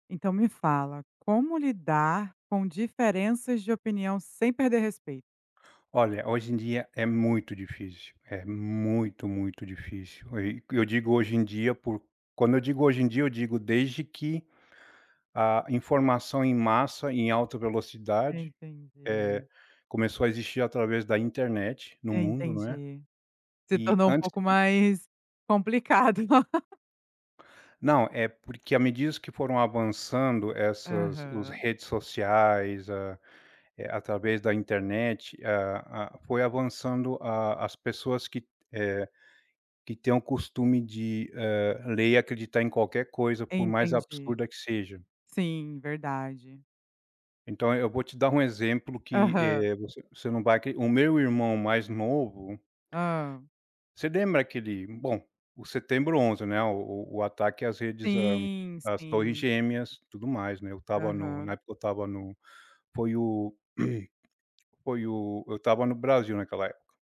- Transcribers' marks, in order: tapping; laughing while speaking: "complicado"; laugh; throat clearing
- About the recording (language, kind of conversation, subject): Portuguese, podcast, Como lidar com diferenças de opinião sem perder respeito?